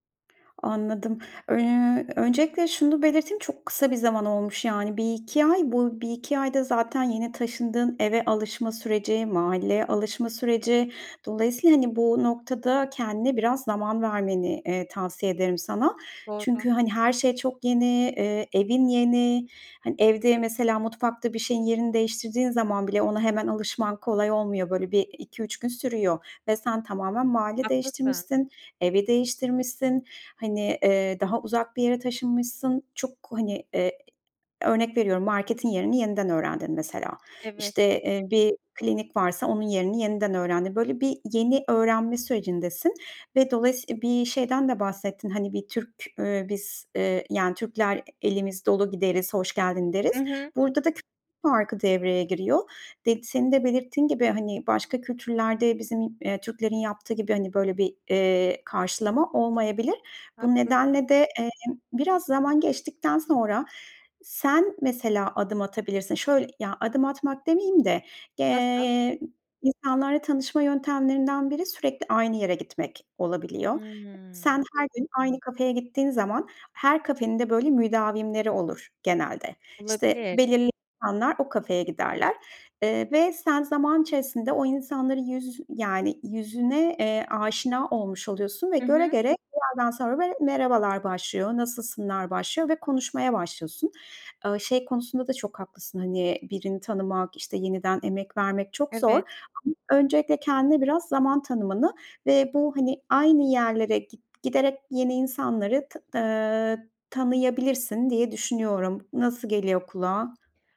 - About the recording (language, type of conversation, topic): Turkish, advice, Taşındıktan sonra yalnızlıkla başa çıkıp yeni arkadaşları nasıl bulabilirim?
- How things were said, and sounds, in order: other background noise; tapping